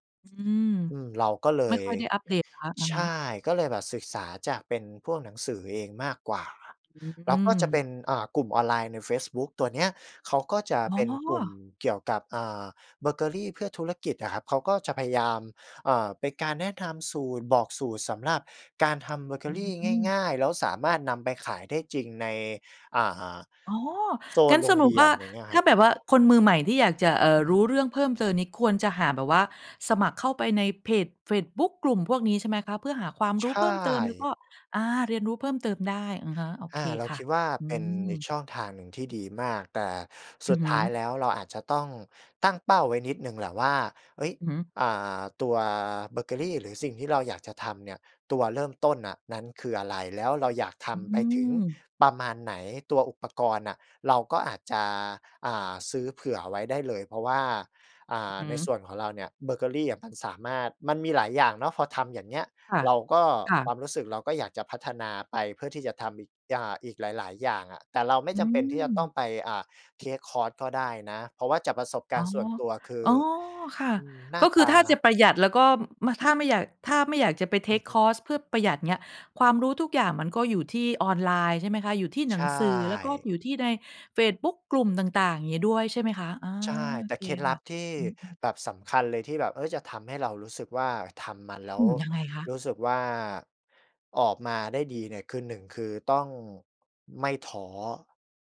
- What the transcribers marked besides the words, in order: other background noise; in English: "เทกคอร์ส"; in English: "เทกคอร์ส"; tapping
- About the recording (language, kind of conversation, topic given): Thai, podcast, มีเคล็ดลับอะไรบ้างสำหรับคนที่เพิ่งเริ่มต้น?